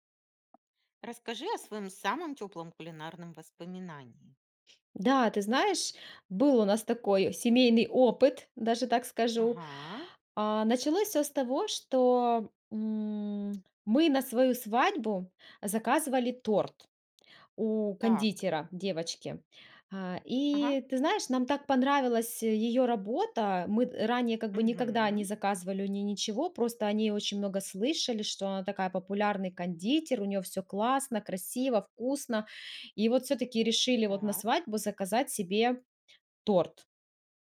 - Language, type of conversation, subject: Russian, podcast, Какое у вас самое тёплое кулинарное воспоминание?
- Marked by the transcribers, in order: tapping